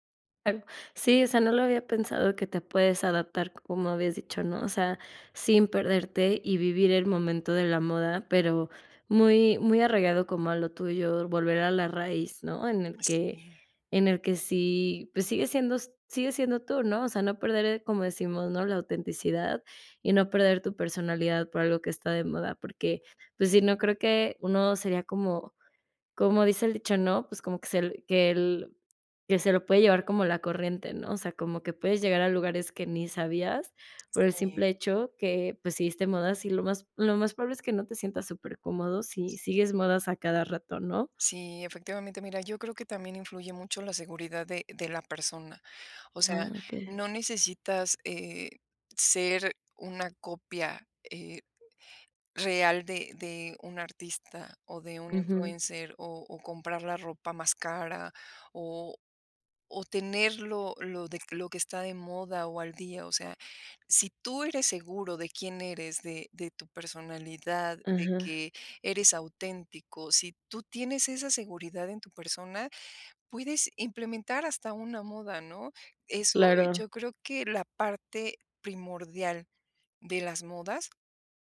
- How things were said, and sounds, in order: other background noise
- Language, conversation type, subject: Spanish, podcast, ¿Cómo te adaptas a las modas sin perderte?